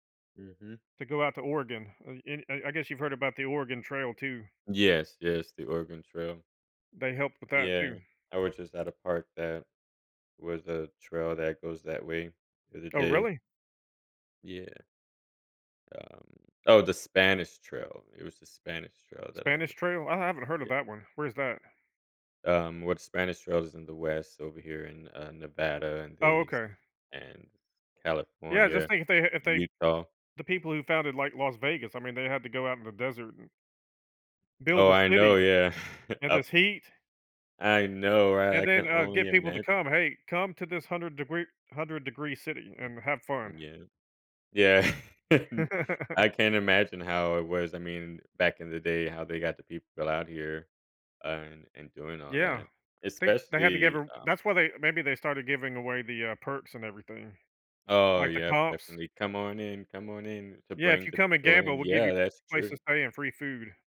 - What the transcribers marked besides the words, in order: other background noise; chuckle; "degree" said as "degwee"; laugh; chuckle
- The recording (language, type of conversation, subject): English, unstructured, What can explorers' perseverance teach us?